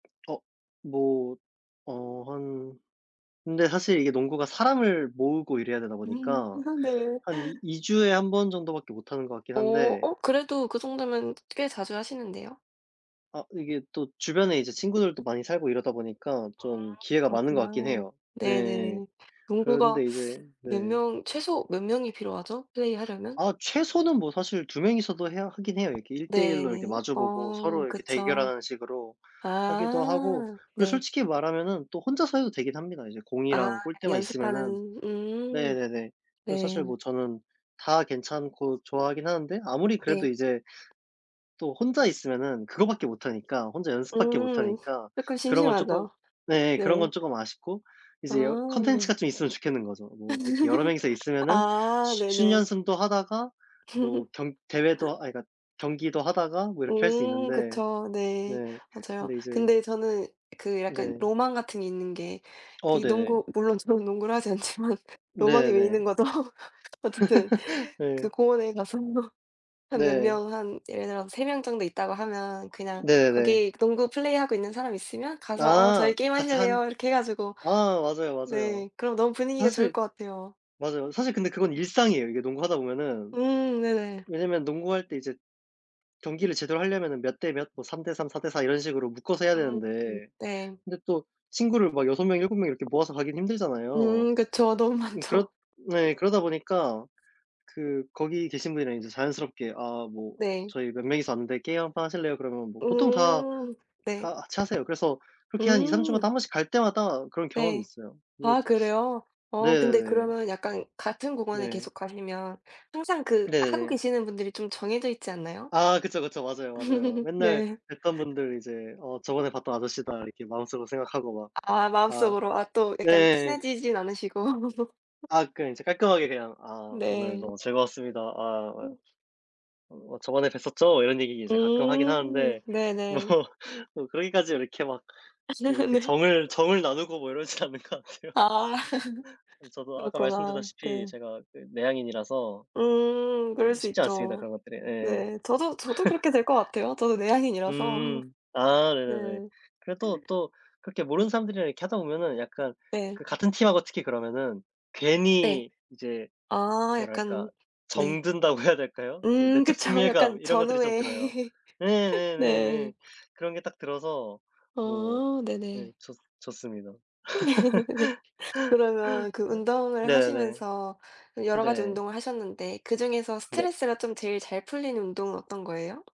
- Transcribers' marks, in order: tapping; laugh; laughing while speaking: "네"; other background noise; laugh; laugh; laughing while speaking: "않지만"; laughing while speaking: "거죠?"; laugh; laughing while speaking: "너무 많죠"; laugh; laugh; laughing while speaking: "뭐"; laugh; laughing while speaking: "이러진 않는 것 같아요"; laugh; laugh; laughing while speaking: "그쵸"; laughing while speaking: "정든다고 해야"; laugh; laugh; laughing while speaking: "네"; laugh
- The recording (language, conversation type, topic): Korean, unstructured, 운동을 하면서 가장 행복했던 기억이 있나요?